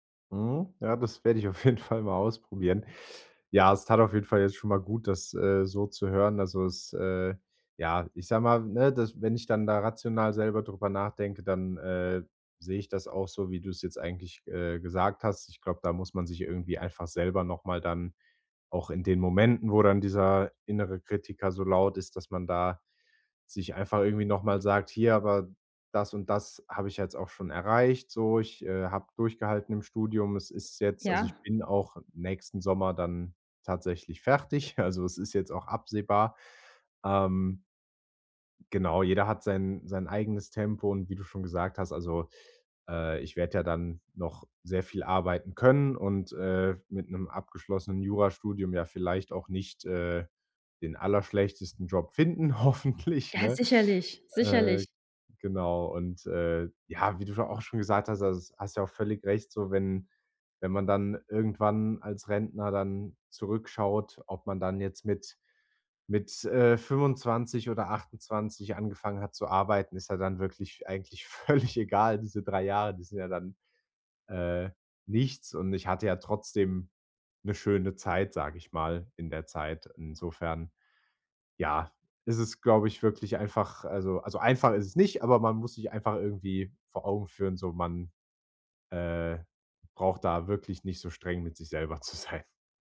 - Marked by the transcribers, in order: laughing while speaking: "jeden Fall"; laughing while speaking: "also"; laughing while speaking: "hoffentlich, ne?"; laughing while speaking: "völlig"; laughing while speaking: "zu sein"
- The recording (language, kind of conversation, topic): German, advice, Wie kann ich meinen inneren Kritiker leiser machen und ihn in eine hilfreiche Stimme verwandeln?